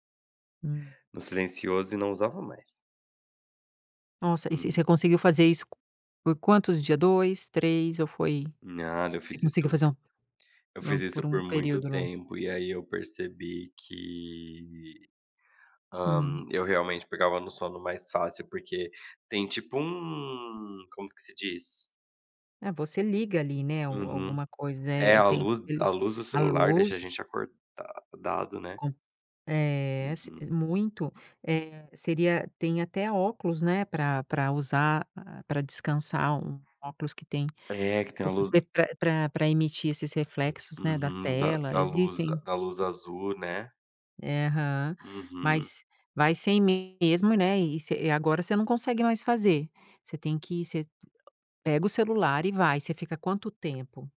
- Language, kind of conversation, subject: Portuguese, podcast, Qual hábito antes de dormir ajuda você a relaxar?
- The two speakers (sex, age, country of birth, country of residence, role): female, 50-54, Brazil, United States, host; male, 30-34, Brazil, Portugal, guest
- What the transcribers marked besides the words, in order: tapping; unintelligible speech